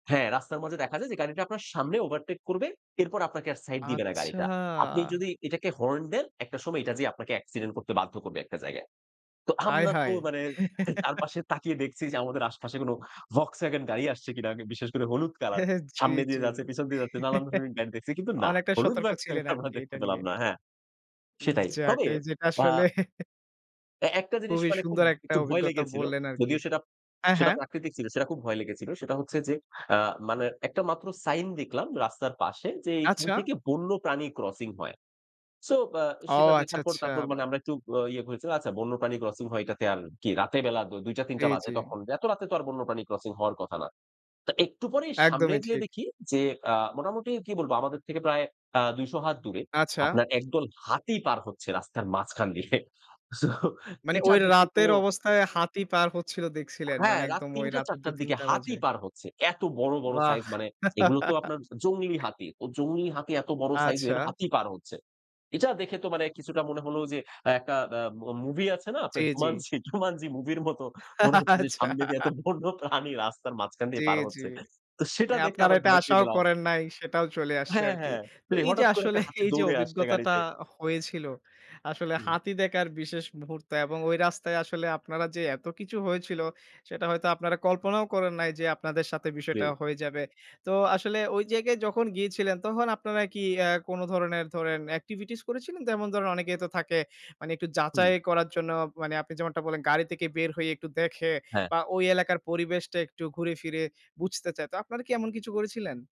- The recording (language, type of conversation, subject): Bengali, podcast, কোনো ভ্রমণে কি কখনো এমন ঘটেছে যা পুরো অভিজ্ঞতাকে বদলে দিলো?
- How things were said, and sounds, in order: drawn out: "আচ্ছা"; tapping; chuckle; laughing while speaking: "চারপাশে"; other background noise; chuckle; chuckle; lip smack; stressed: "হাতি"; laughing while speaking: "দিয়ে। সো"; chuckle; laughing while speaking: "'Jumanji?' 'Jumanji' মুভির মত মনে … দিয়ে পার হচ্ছে"; chuckle; laughing while speaking: "আচ্ছা"; laughing while speaking: "আসলে এই যে"; "দেখার" said as "দেকার"